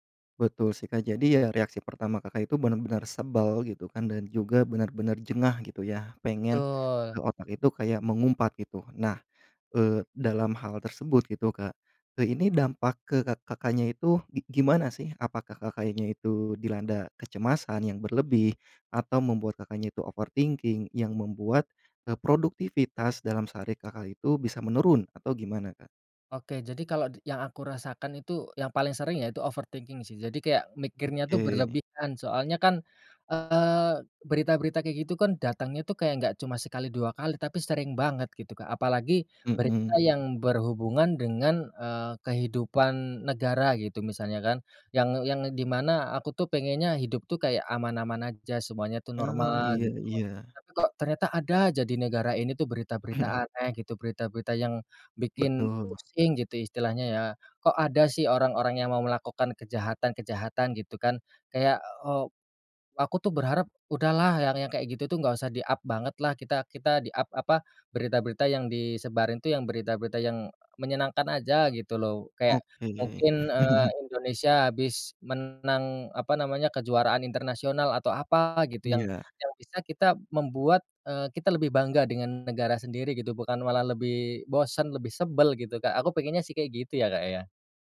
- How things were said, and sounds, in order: in English: "overthinking"; in English: "overthinking"; in English: "di-up"; in English: "di-up"; chuckle
- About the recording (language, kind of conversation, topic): Indonesian, podcast, Gimana kamu menjaga kesehatan mental saat berita negatif menumpuk?
- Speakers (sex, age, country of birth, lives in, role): male, 30-34, Indonesia, Indonesia, guest; male, 30-34, Indonesia, Indonesia, host